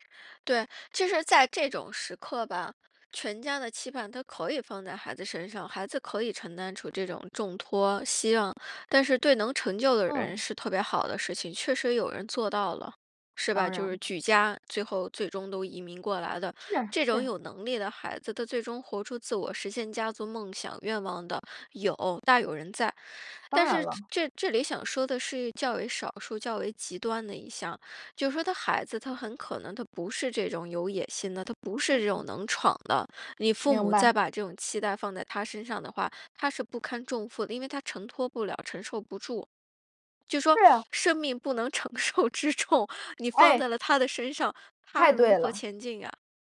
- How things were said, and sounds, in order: laughing while speaking: "承受之重，你放在了他的身上"
- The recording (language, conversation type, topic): Chinese, podcast, 爸妈对你最大的期望是什么?